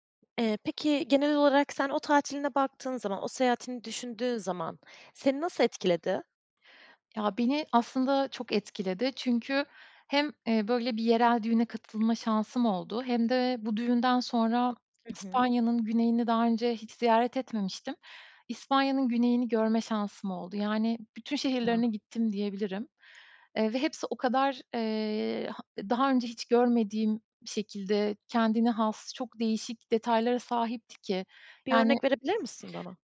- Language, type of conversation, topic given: Turkish, podcast, En unutulmaz seyahatini nasıl geçirdin, biraz anlatır mısın?
- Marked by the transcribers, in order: none